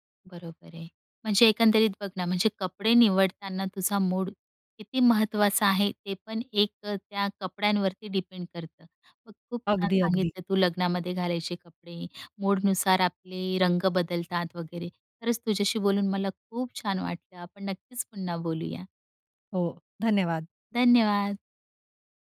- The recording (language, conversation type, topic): Marathi, podcast, कपडे निवडताना तुझा मूड किती महत्त्वाचा असतो?
- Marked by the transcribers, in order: tapping